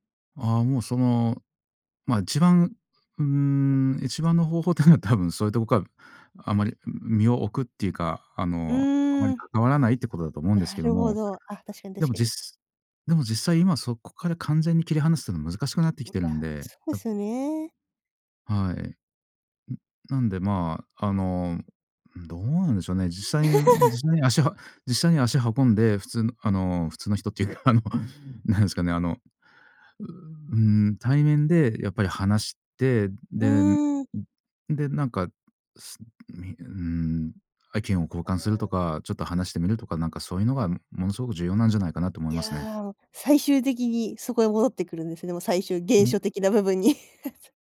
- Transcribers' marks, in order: laugh; laughing while speaking: "いうか、あの、なんですかね、あの"; unintelligible speech; chuckle
- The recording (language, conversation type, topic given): Japanese, podcast, AIやCGのインフルエンサーをどう感じますか？